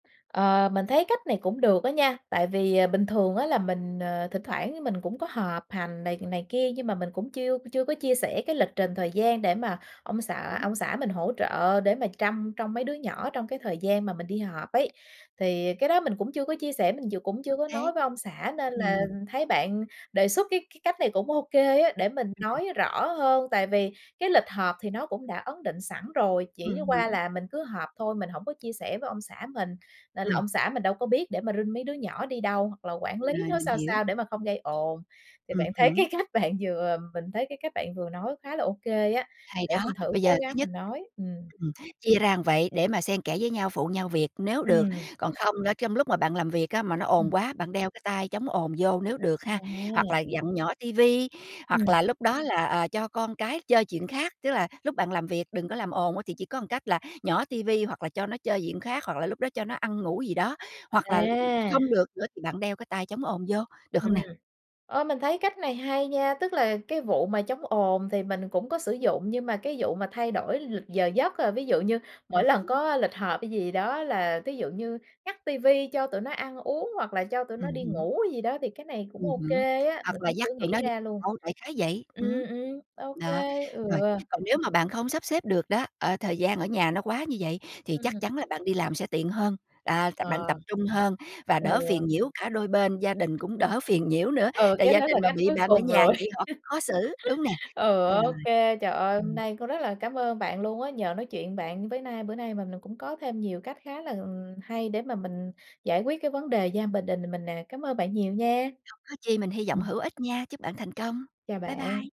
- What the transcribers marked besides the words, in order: laughing while speaking: "cái cách"; "một" said as "ưn"; tapping; laughing while speaking: "rồi"; chuckle
- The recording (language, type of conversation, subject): Vietnamese, advice, Làm sao thiết lập ranh giới làm việc khi ở nhà cùng gia đình mà không bị gián đoạn?